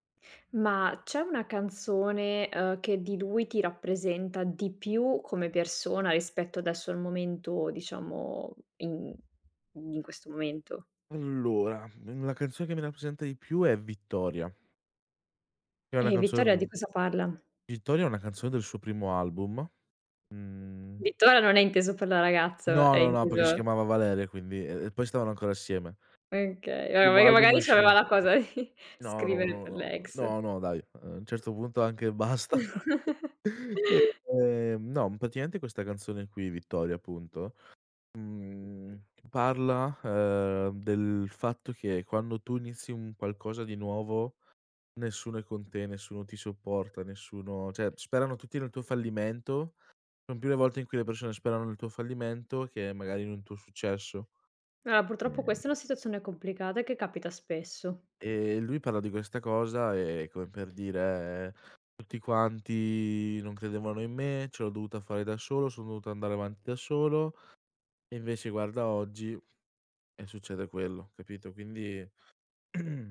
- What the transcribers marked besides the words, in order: other background noise; laughing while speaking: "Okay. Vabbè"; laughing while speaking: "di"; laughing while speaking: "basta"; chuckle; "cioè" said as "ceh"
- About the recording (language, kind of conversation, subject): Italian, podcast, Qual è la canzone che più ti rappresenta?